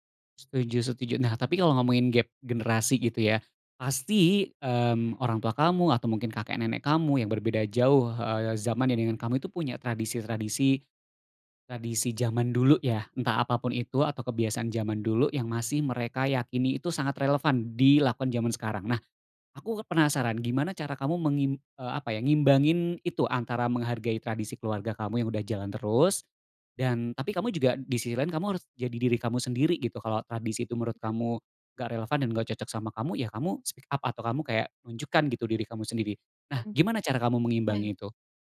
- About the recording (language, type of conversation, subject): Indonesian, podcast, Bagaimana cara membangun jembatan antargenerasi dalam keluarga?
- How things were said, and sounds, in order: "dilakukan" said as "dilakuan"; in English: "speak up"